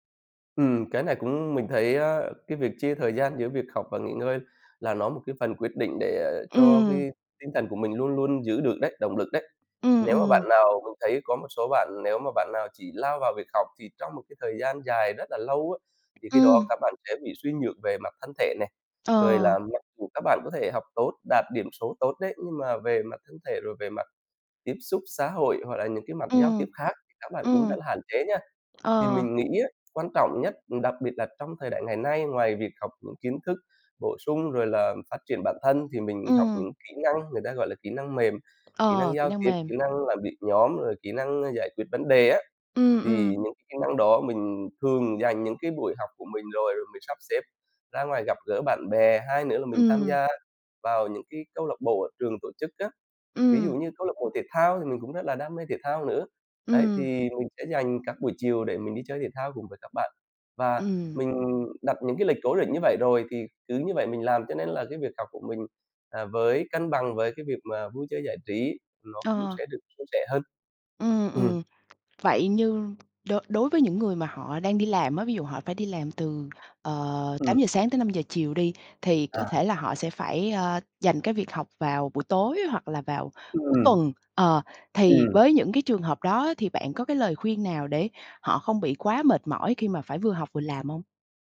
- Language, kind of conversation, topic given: Vietnamese, podcast, Bạn làm thế nào để giữ động lực học tập lâu dài?
- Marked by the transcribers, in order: tapping; other background noise